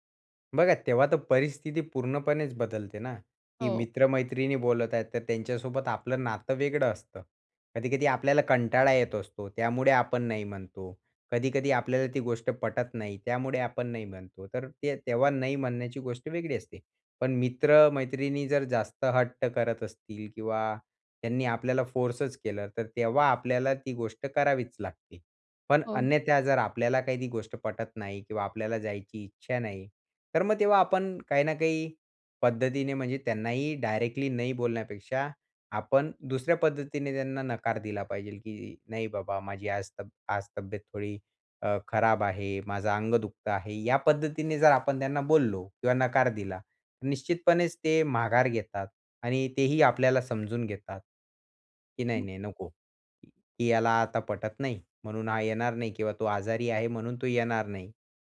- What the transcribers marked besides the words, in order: other background noise; other noise
- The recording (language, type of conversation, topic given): Marathi, podcast, तुला ‘नाही’ म्हणायला कधी अवघड वाटतं?